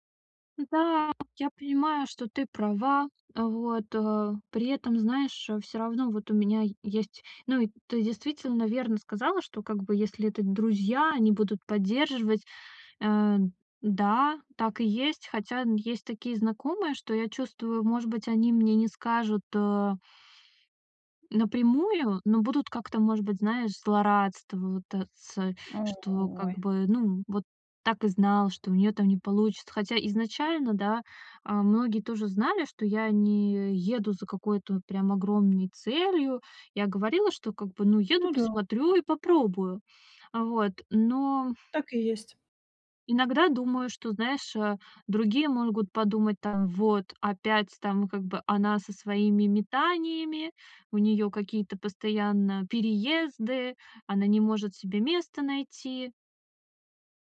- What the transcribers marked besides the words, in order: none
- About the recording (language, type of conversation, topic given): Russian, advice, Как мне перестать бояться оценки со стороны других людей?